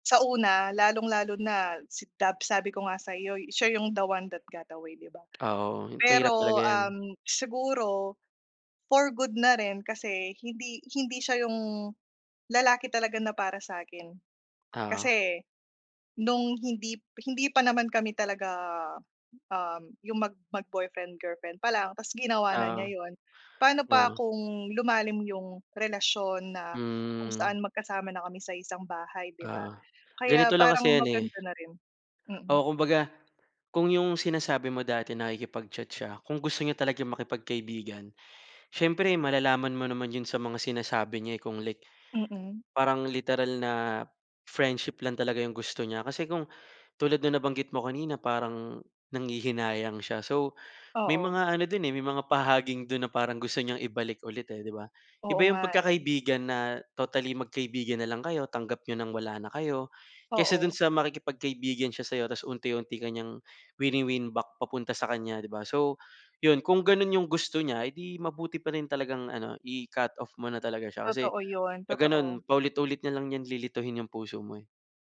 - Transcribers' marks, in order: tapping; in English: "wini-win back"
- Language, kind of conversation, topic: Filipino, advice, Paano ko haharapin ang ex ko na gustong maging kaibigan agad pagkatapos ng hiwalayan?